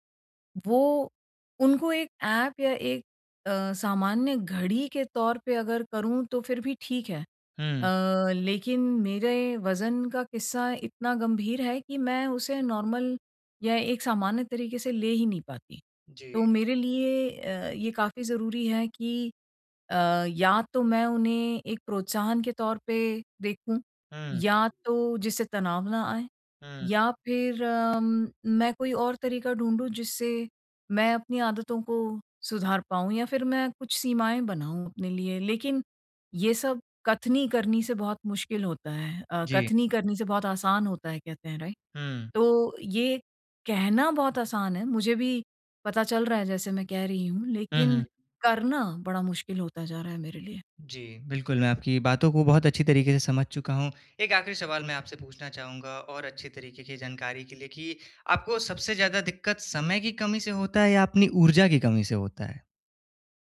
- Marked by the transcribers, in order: in English: "नॉर्मल"; tapping; in English: "राइट"
- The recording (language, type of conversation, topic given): Hindi, advice, जब मैं व्यस्त रहूँ, तो छोटी-छोटी स्वास्थ्य आदतों को रोज़ नियमित कैसे बनाए रखूँ?
- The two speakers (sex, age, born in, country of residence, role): female, 45-49, India, India, user; male, 20-24, India, India, advisor